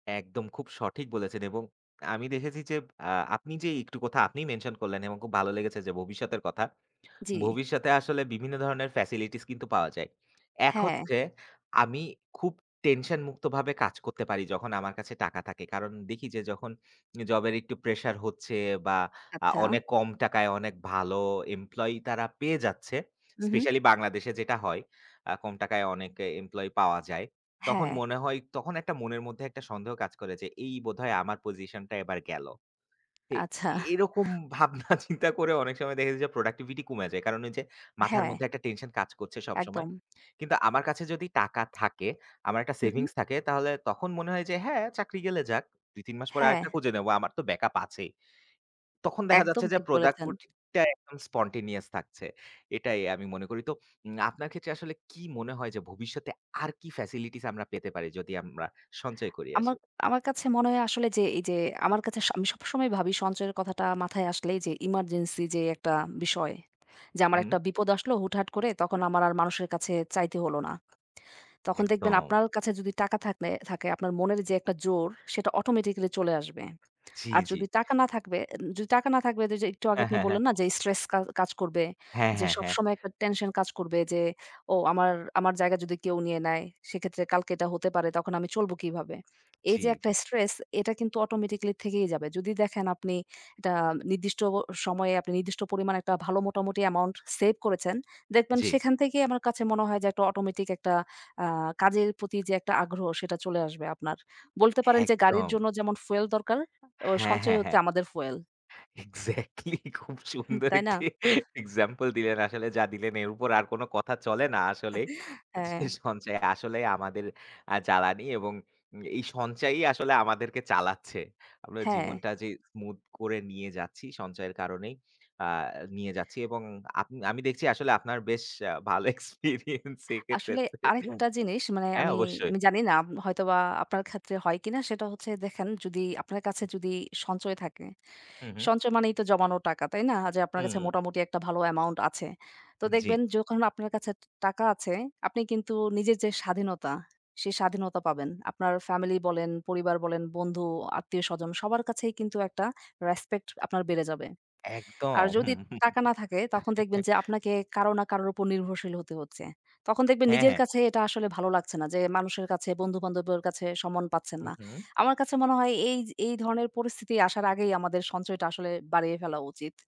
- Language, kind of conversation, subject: Bengali, unstructured, আপনি কেন মনে করেন টাকা সঞ্চয় করা গুরুত্বপূর্ণ?
- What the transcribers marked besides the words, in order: laughing while speaking: "ভাবনা চিন্তা"; laughing while speaking: "আচ্ছা"; in English: "spontaneous"; in English: "fuel"; in English: "fuel"; laughing while speaking: "এক্সাক্টলি, খুব সুন্দর একটি এক্সাম্পল দিলেন"; chuckle; in English: "smooth"; laughing while speaking: "এক্সপেরিয়েন্স এক্ষেত্রে"; other noise; laugh; "সম্মান" said as "সম্মন"